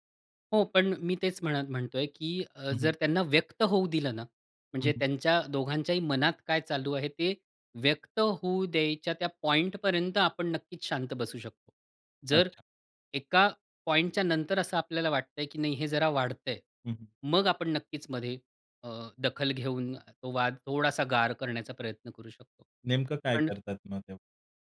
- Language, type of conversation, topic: Marathi, podcast, वाद वाढू न देता आपण स्वतःला शांत कसे ठेवता?
- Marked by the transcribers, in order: other background noise; tapping